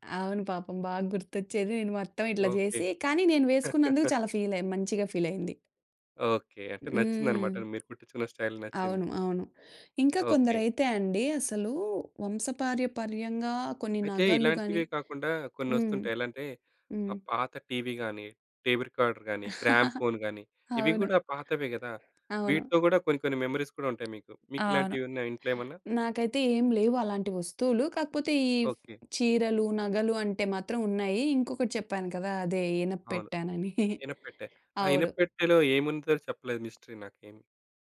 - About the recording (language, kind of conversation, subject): Telugu, podcast, మీ ఇంట్లో ఉన్న ఏదైనా వస్తువు మీ వంశం గత కథను చెబుతుందా?
- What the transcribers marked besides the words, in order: chuckle; tapping; in English: "స్టైల్"; other background noise; chuckle; in English: "మెమోరీస్"; giggle; in English: "మిస్టరీ"